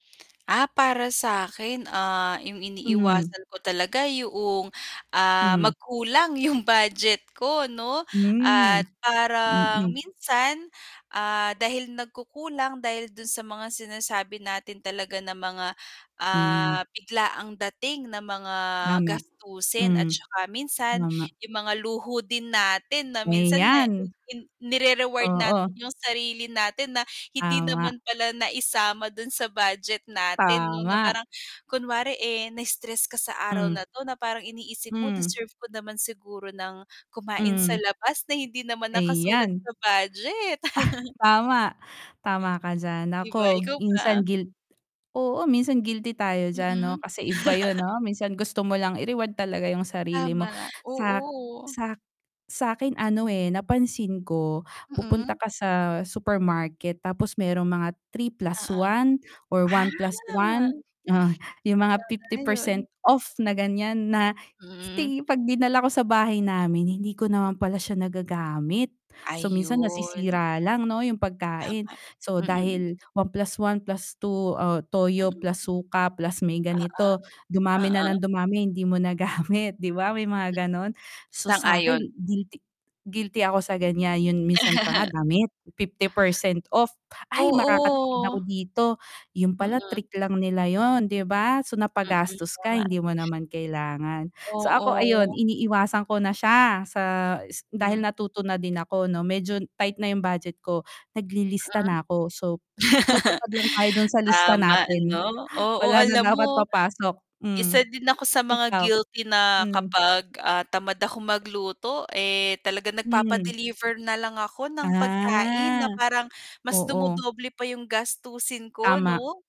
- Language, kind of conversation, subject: Filipino, unstructured, Bakit mahalaga ang paggawa ng badyet para sa pera?
- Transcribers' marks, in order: static; mechanical hum; "Tama" said as "Lama"; "tama" said as "lama"; scoff; chuckle; chuckle; laughing while speaking: "ah"; drawn out: "ah"; distorted speech; laughing while speaking: "nagamit"; chuckle; chuckle; drawn out: "Ah"